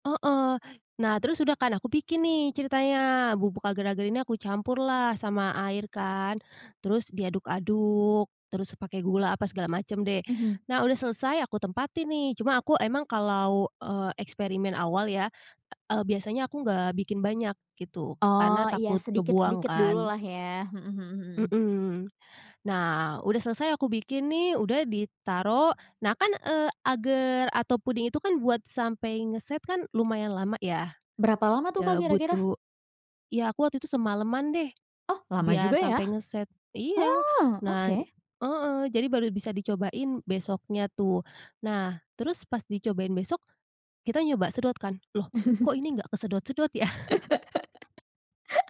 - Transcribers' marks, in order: other background noise; tapping; laugh; laughing while speaking: "ya?"
- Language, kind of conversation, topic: Indonesian, podcast, Apa tipsmu untuk bereksperimen tanpa takut gagal?